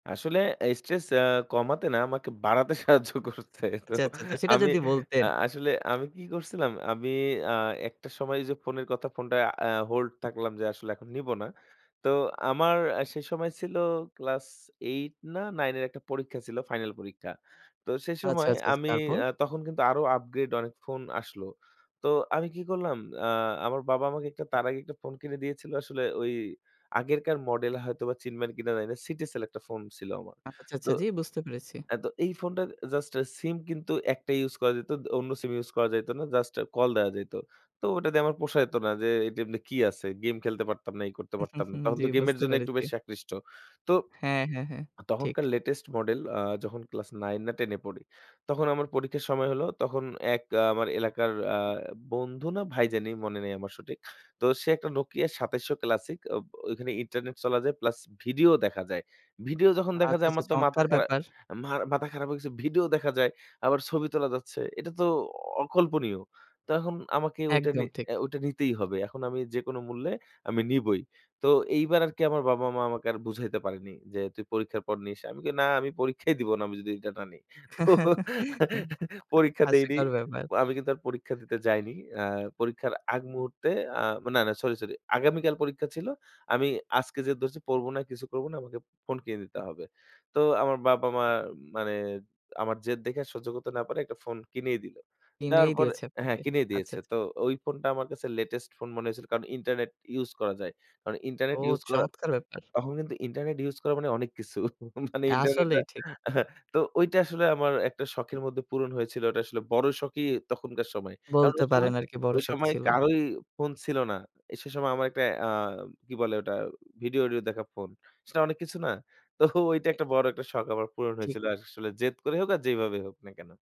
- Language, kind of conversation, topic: Bengali, podcast, আপনি আপনার প্রিয় শখটি কীভাবে বর্ণনা করবেন?
- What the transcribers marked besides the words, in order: laughing while speaking: "বাড়াতে সাহায্য করতো । আমি আ আসলে আমি কি করছিলাম?"; unintelligible speech; in English: "hold"; in English: "upgrade"; chuckle; in English: "latest"; laughing while speaking: "পরীক্ষাই"; laughing while speaking: "তো"; giggle; chuckle; in English: "latest"; chuckle; laughing while speaking: "মানে ইন্টারনেট"; laughing while speaking: "তো ওইটা একটা"